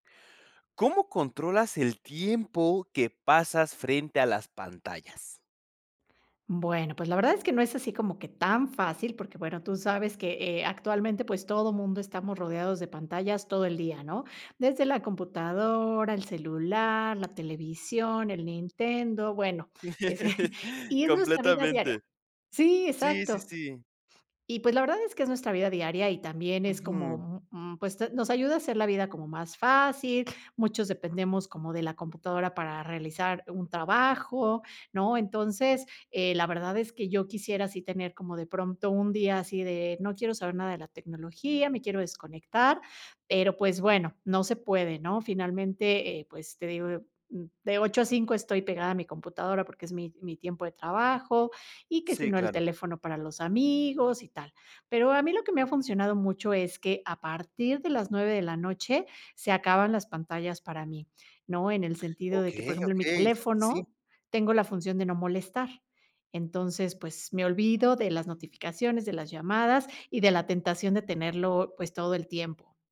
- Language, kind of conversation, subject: Spanish, podcast, ¿Cómo controlas el tiempo que pasas frente a las pantallas?
- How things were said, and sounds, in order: laugh; laughing while speaking: "ese"